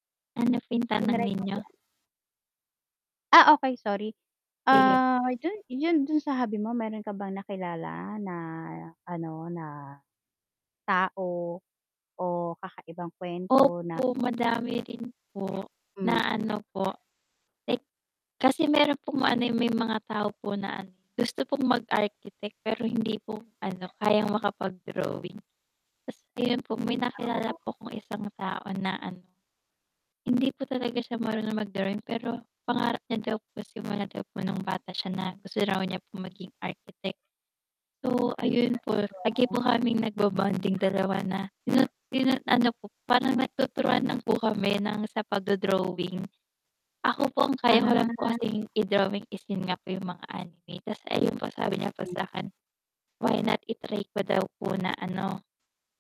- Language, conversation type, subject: Filipino, unstructured, Ano ang mga pinakanakagugulat na bagay na natuklasan mo sa iyong libangan?
- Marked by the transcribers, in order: static; distorted speech; unintelligible speech; dog barking